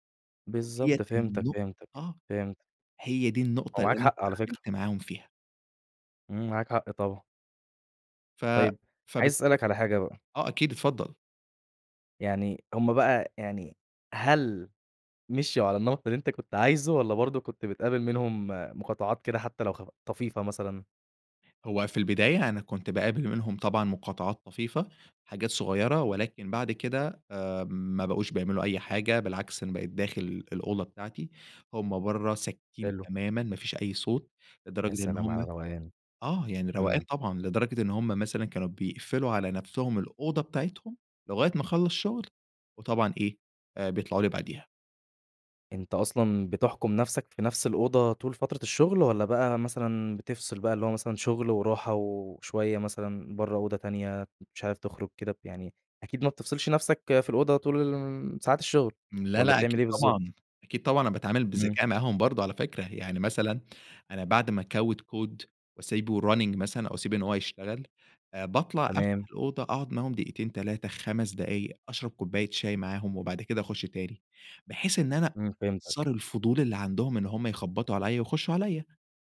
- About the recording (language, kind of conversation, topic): Arabic, podcast, إزاي تخلي البيت مناسب للشغل والراحة مع بعض؟
- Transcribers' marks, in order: in English: "أكود كود"; in English: "يrunning"